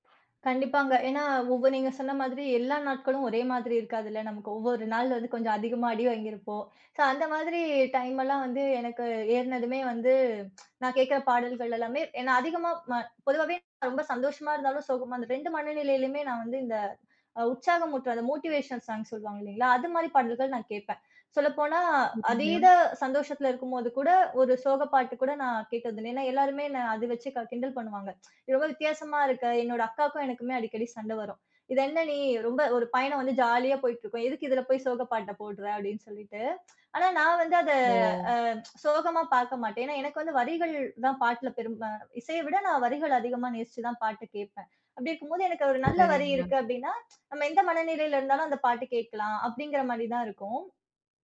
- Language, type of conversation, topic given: Tamil, podcast, பயணத்தில் நீங்கள் திரும்பத் திரும்பக் கேட்கும் பாடல் எது?
- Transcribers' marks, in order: other background noise; tsk; unintelligible speech; in English: "மோட்டிவேஷன் சாங்க்"; unintelligible speech; horn; other noise